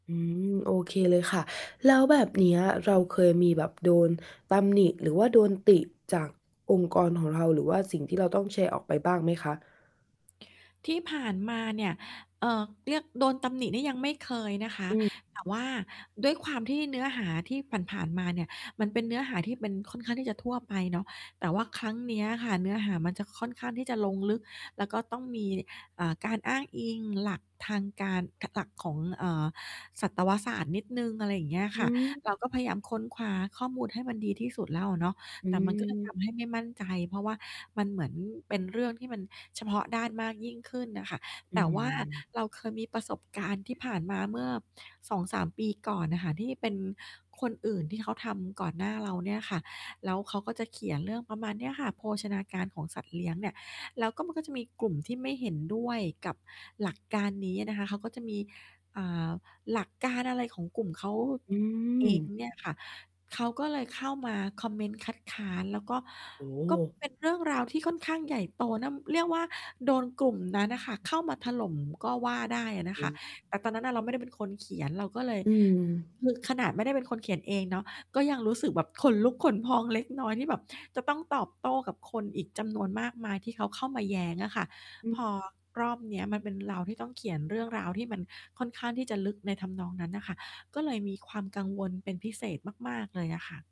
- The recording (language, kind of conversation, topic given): Thai, advice, ถ้าฉันไม่มั่นใจในคุณภาพงานของตัวเอง ควรทำอย่างไรเมื่อต้องการแชร์งานระหว่างทาง?
- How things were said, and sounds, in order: distorted speech